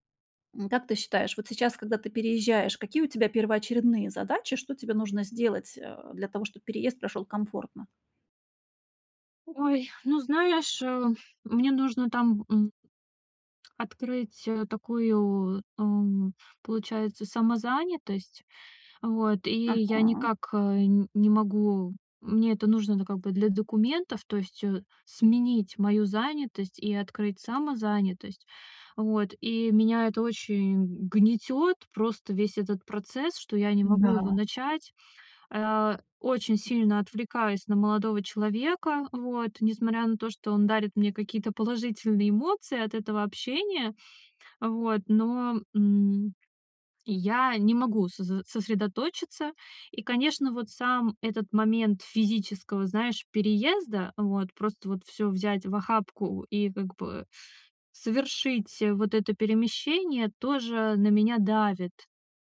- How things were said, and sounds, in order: tapping
- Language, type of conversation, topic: Russian, advice, Как принимать решения, когда всё кажется неопределённым и страшным?